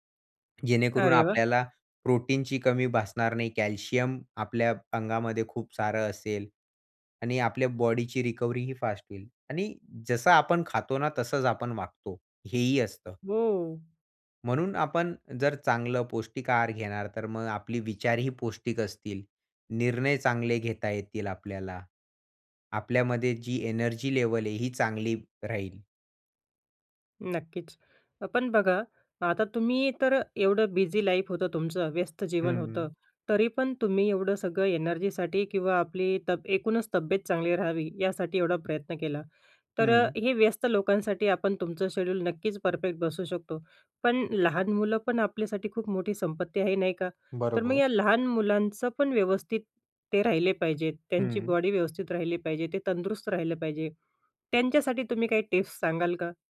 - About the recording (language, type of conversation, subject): Marathi, podcast, सकाळी ऊर्जा वाढवण्यासाठी तुमची दिनचर्या काय आहे?
- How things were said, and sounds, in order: in English: "रिकव्हरी"; in English: "एनर्जी लेव्हल"; in English: "बिझी लाईफ"